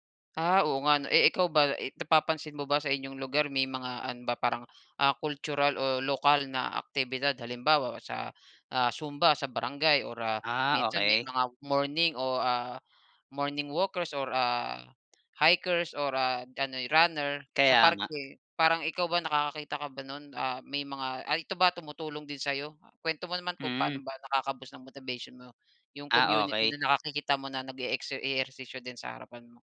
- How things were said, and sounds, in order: in English: "morning walkers"; tongue click; tapping
- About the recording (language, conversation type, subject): Filipino, podcast, Ano ang paborito mong paraan ng pag-eehersisyo araw-araw?